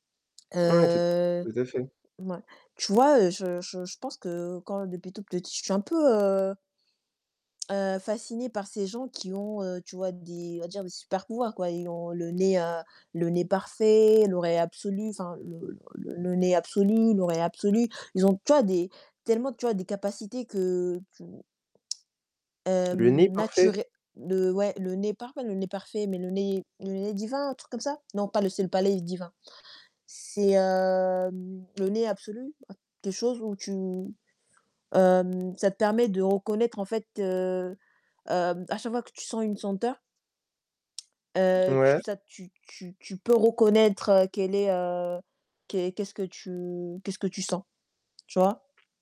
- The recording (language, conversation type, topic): French, unstructured, Préféreriez-vous avoir une mémoire parfaite ou la capacité de tout oublier ?
- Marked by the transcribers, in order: static; distorted speech